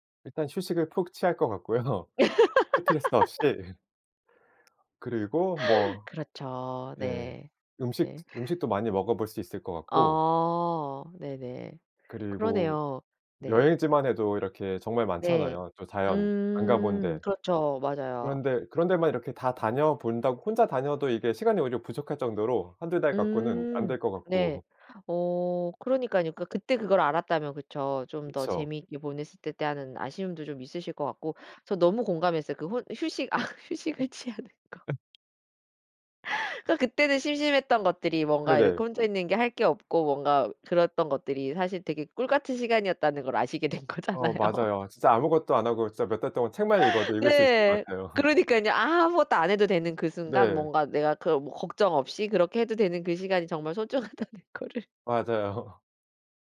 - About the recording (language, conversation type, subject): Korean, podcast, 첫 혼자 여행은 어땠어요?
- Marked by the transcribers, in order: laugh; laughing while speaking: "아 휴식을 취하는 거"; tapping; laughing while speaking: "된 거잖아요"; other background noise; laugh; laughing while speaking: "소중하다는 거를"; laugh